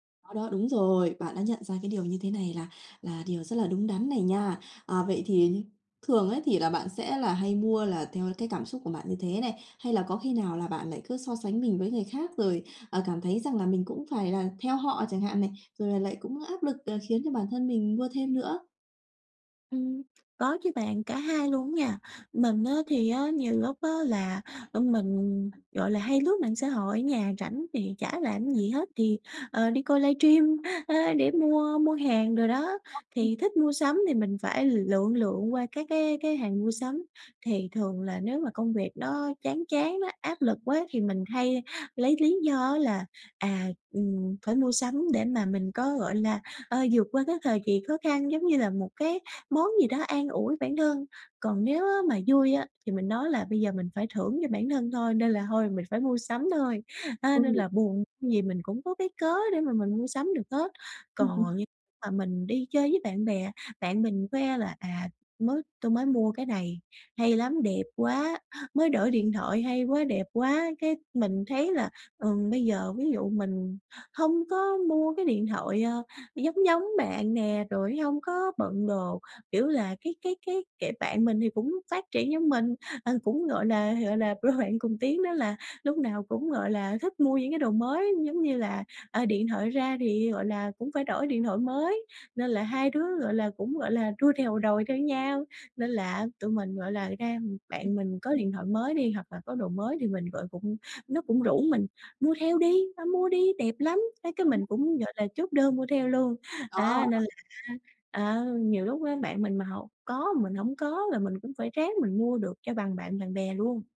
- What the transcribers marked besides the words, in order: tapping; in English: "livestream"; chuckle; unintelligible speech; other background noise; laugh; laughing while speaking: "đôi"; unintelligible speech
- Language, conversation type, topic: Vietnamese, advice, Làm sao để hài lòng với những thứ mình đang có?